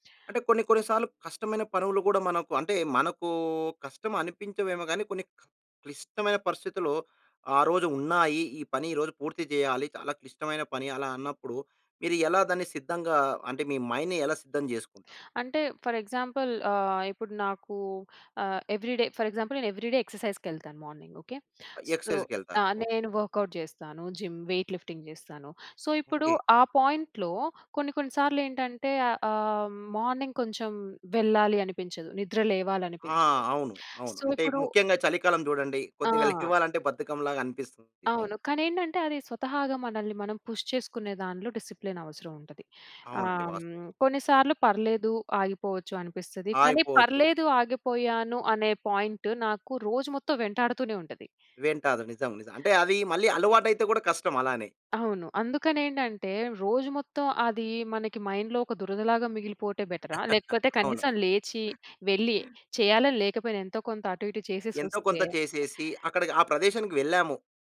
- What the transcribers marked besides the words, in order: in English: "మైండ్‌ని"; in English: "ఫర్ ఎగ్జాంపుల్"; in English: "ఎవ్రిడే ఫర్ ఎగ్జాంపుల్"; in English: "ఎవ్రిడే"; in English: "మార్నింగ్"; in English: "ఎక్సర్సైజ్‌కెళ్తారు"; in English: "సో"; in English: "వర్కౌట్"; in English: "జిమ్, వెయిట్ లిఫ్టింగ్"; in English: "సో"; in English: "పాయింట్‌లో"; in English: "మార్నింగ్"; in English: "సో"; in English: "పుష్"; in English: "డిసిప్లిన్"; in English: "పాయింట్"; in English: "మైండ్‌లో"; laughing while speaking: "అవును"
- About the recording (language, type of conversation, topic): Telugu, podcast, ఉదయాన్ని శ్రద్ధగా ప్రారంభించడానికి మీరు పాటించే దినచర్య ఎలా ఉంటుంది?